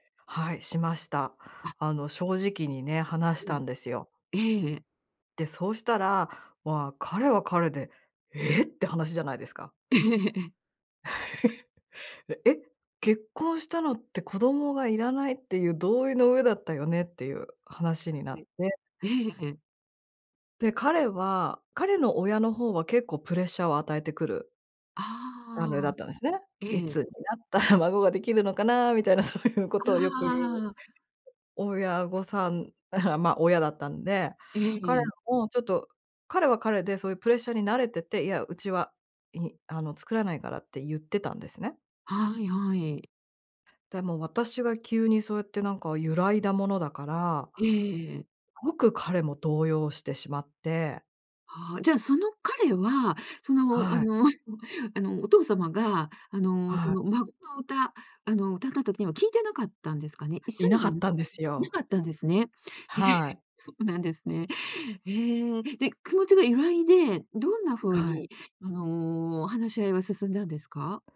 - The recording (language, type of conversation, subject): Japanese, podcast, 子どもを持つか迷ったとき、どう考えた？
- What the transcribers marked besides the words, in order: laughing while speaking: "ええ"; other background noise; laugh; laughing while speaking: "なったら"; laughing while speaking: "そういう"; unintelligible speech; unintelligible speech; giggle; unintelligible speech; laughing while speaking: "へえ"; tapping